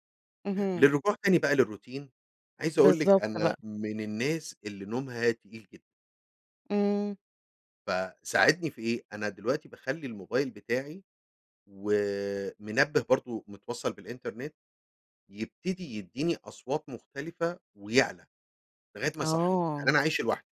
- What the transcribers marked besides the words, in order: in English: "للروتين"; tapping
- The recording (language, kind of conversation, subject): Arabic, podcast, إزاي التكنولوجيا بتأثر على روتينك اليومي؟